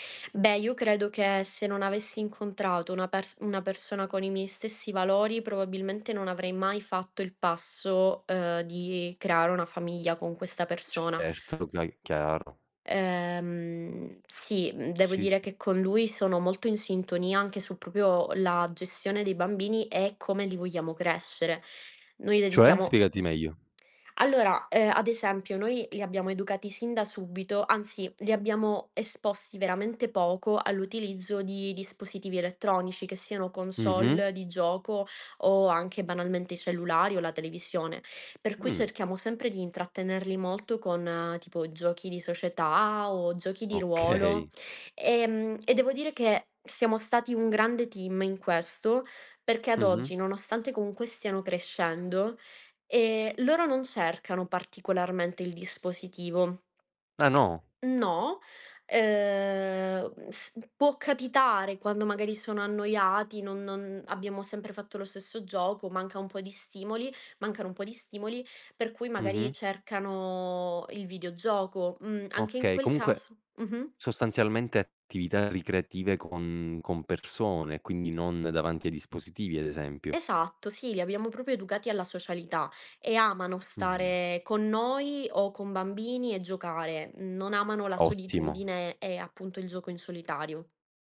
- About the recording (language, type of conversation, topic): Italian, podcast, Come bilanci lavoro e vita familiare nelle giornate piene?
- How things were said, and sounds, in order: laughing while speaking: "Okay"; other background noise